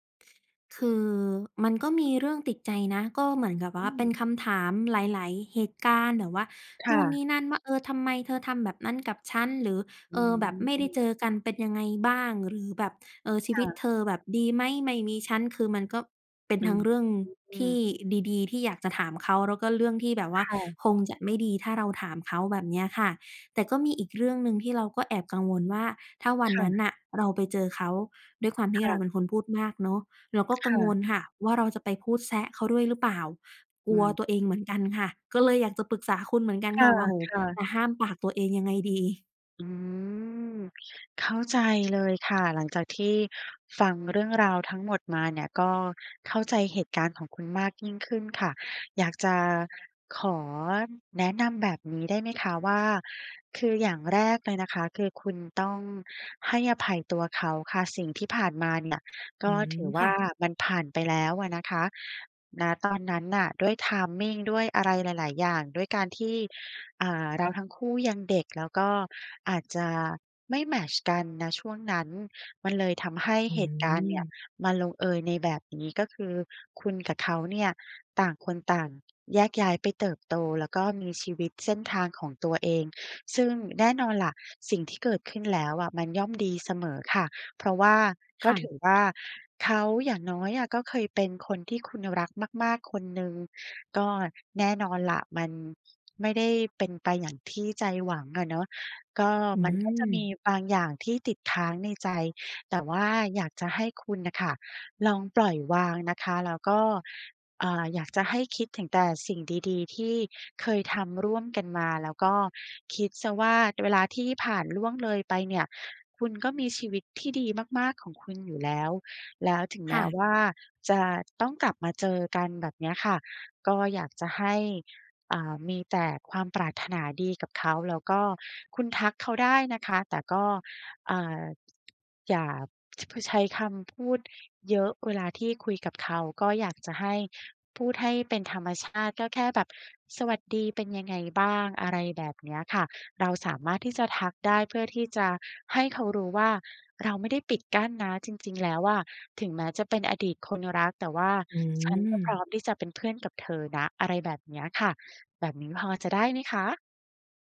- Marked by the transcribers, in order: laughing while speaking: "ยังไงดี ?"; in English: "timing"
- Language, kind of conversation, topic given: Thai, advice, อยากเป็นเพื่อนกับแฟนเก่า แต่ยังทำใจไม่ได้ ควรทำอย่างไร?